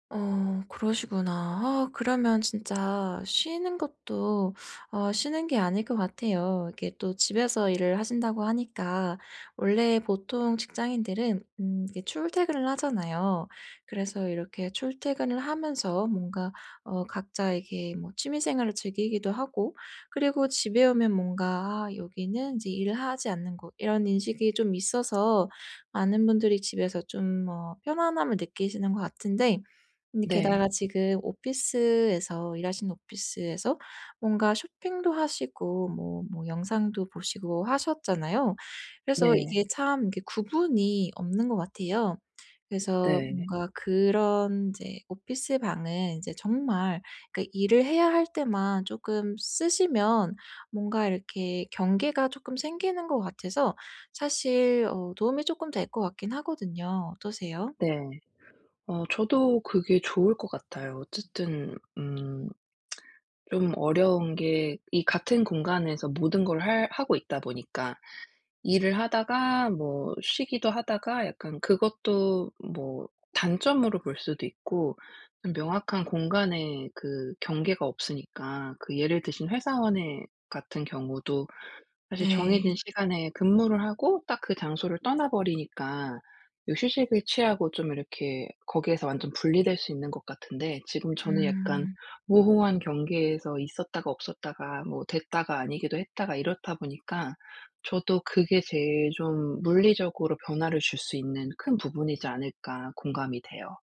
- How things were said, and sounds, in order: other background noise; in English: "오피스에서"; in English: "오피스에서"; in English: "오피스"
- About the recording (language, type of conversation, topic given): Korean, advice, 집에서 쉬는 동안 불안하고 산만해서 영화·음악·책을 즐기기 어려울 때 어떻게 하면 좋을까요?
- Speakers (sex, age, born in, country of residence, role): female, 30-34, South Korea, United States, advisor; female, 40-44, South Korea, United States, user